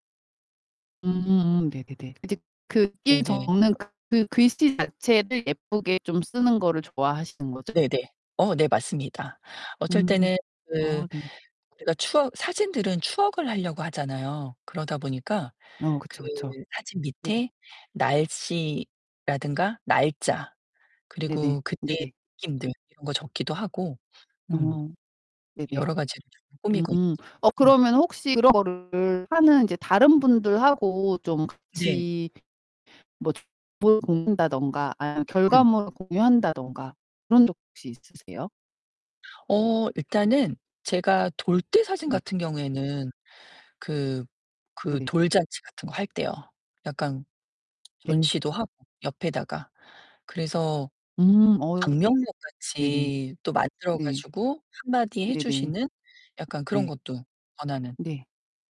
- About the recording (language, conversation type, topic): Korean, podcast, 요즘 즐기고 있는 창작 취미는 무엇인가요?
- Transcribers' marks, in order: distorted speech; unintelligible speech; tapping; unintelligible speech; other background noise